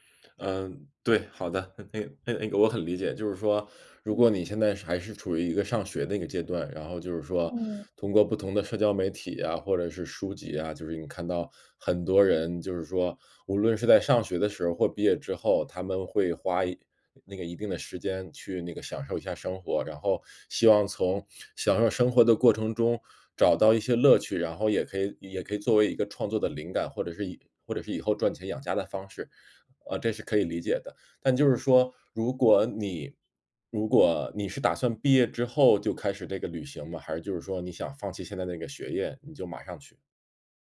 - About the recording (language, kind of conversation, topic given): Chinese, advice, 长期计划被意外打乱后该如何重新调整？
- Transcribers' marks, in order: other background noise